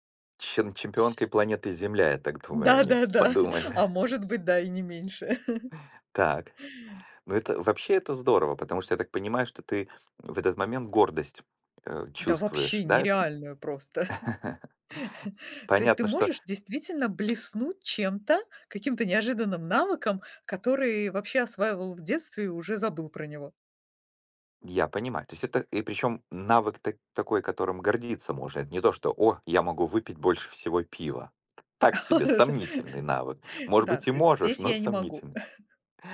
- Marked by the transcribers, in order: other background noise; tapping; background speech; chuckle; chuckle; laugh; laugh; other noise; chuckle
- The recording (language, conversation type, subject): Russian, podcast, Что для тебя значит учиться ради интереса?